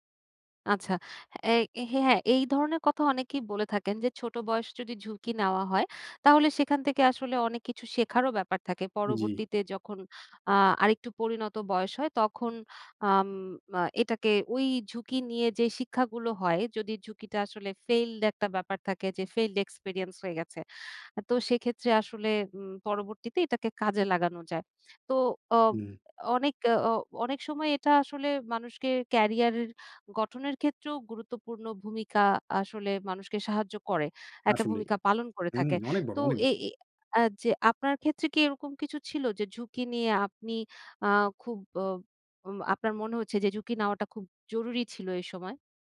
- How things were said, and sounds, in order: none
- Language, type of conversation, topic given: Bengali, podcast, আপনার মতে কখন ঝুঁকি নেওয়া উচিত, এবং কেন?